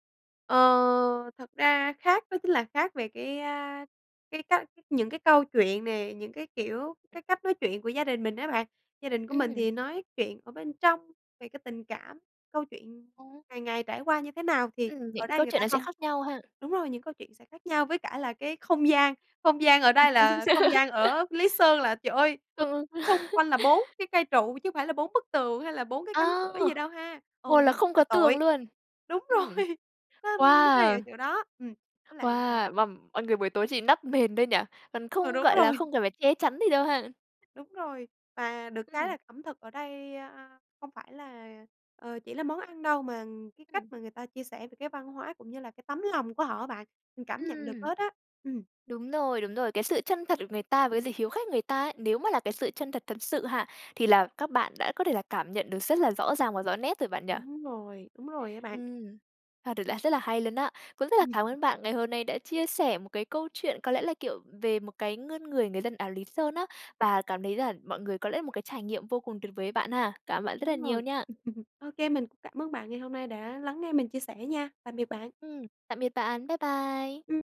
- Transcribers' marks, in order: tapping; laugh; other background noise; chuckle; laughing while speaking: "rồi"; unintelligible speech; chuckle
- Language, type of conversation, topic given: Vietnamese, podcast, Bạn có thể kể về một lần bạn được mời ăn cơm ở nhà người địa phương không?